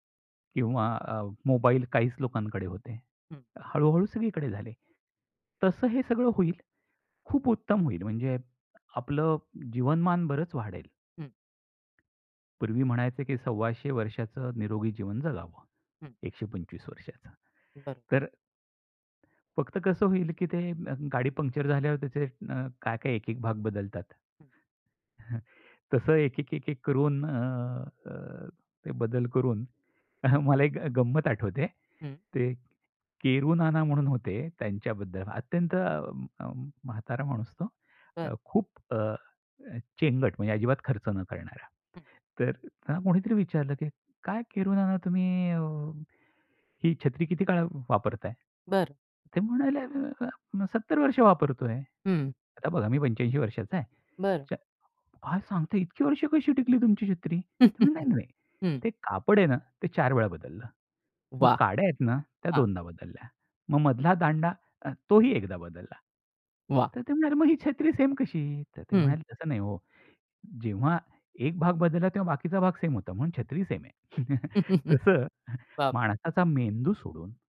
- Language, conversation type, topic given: Marathi, podcast, आरोग्य क्षेत्रात तंत्रज्ञानामुळे कोणते बदल घडू शकतात, असे तुम्हाला वाटते का?
- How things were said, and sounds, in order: tapping; other background noise; chuckle; chuckle; chuckle